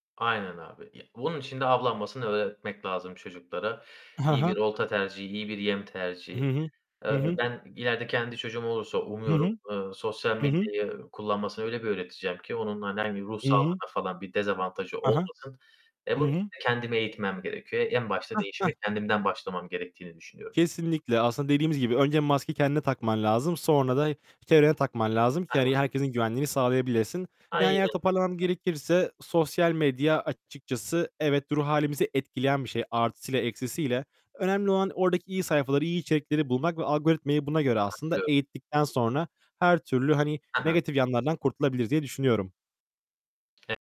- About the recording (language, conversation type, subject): Turkish, unstructured, Sosyal medyanın ruh sağlığımız üzerindeki etkisi sizce nasıl?
- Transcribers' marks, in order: distorted speech; other background noise; laughing while speaking: "umuyorum"; tapping